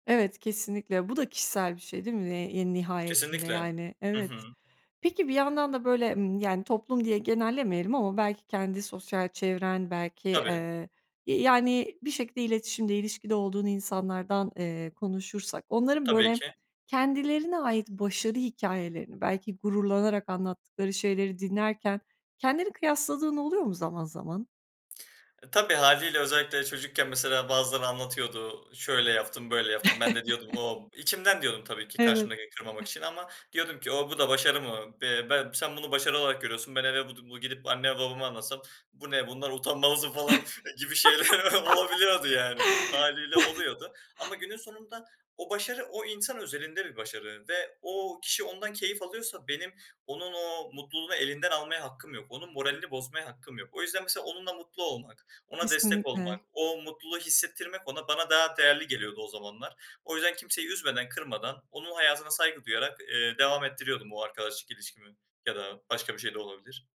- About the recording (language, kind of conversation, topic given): Turkish, podcast, Toplumun başarı tanımı seni etkiliyor mu?
- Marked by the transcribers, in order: chuckle; other background noise; laugh; laughing while speaking: "olabiliyordu yani hâliyle oluyordu"